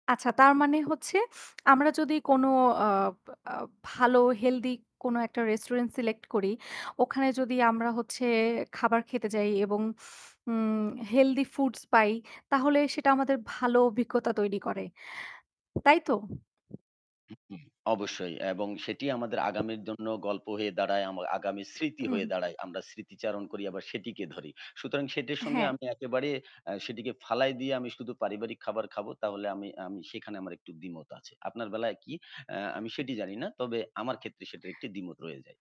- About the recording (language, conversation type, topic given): Bengali, unstructured, আপনার মতে বাড়িতে খাওয়া ভালো, নাকি রেস্তোরাঁয় খাওয়া?
- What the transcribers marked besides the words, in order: tapping; in English: "healthy foods"; wind; static